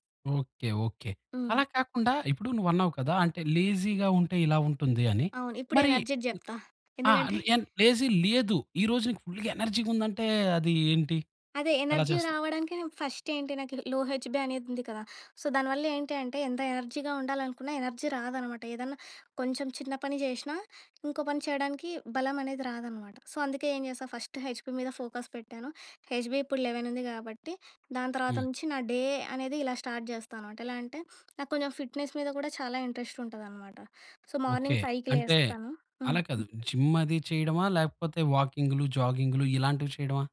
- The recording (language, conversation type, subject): Telugu, podcast, మీ ఉదయం ఎలా ప్రారంభిస్తారు?
- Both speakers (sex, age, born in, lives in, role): female, 25-29, India, India, guest; male, 30-34, India, India, host
- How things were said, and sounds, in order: in English: "లేజీగా"; in English: "ఎనర్జీది"; in English: "ఫుల్‌గా ఎనర్జీగా"; in English: "ఎనర్జీ"; in English: "ఫస్ట్"; in English: "లో హెచ్‌బి"; in English: "సో"; in English: "ఎనర్జీగా"; in English: "ఎనర్జీ"; in English: "సో"; in English: "ఫస్ట్ హెచ్‌బి"; in English: "ఫోకస్"; in English: "హెచ్‌బి"; in English: "లెవెన్"; in English: "డే"; in English: "స్టార్ట్"; in English: "ఫిట్నెస్"; in English: "ఇంట్రెస్ట్"; in English: "సో, మార్నింగ్ ఫైవ్‌కి"; other background noise